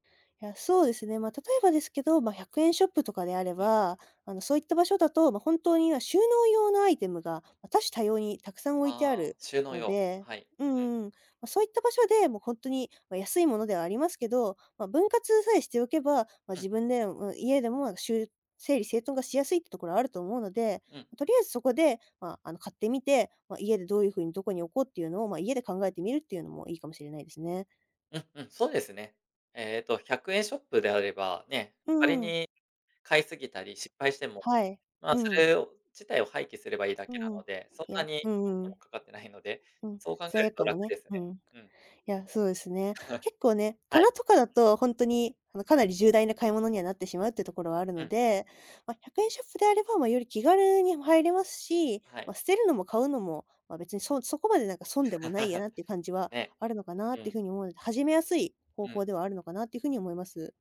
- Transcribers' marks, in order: unintelligible speech; laugh; laugh
- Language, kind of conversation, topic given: Japanese, advice, 家事や片付けを習慣化して、部屋を整えるにはどうすればよいですか？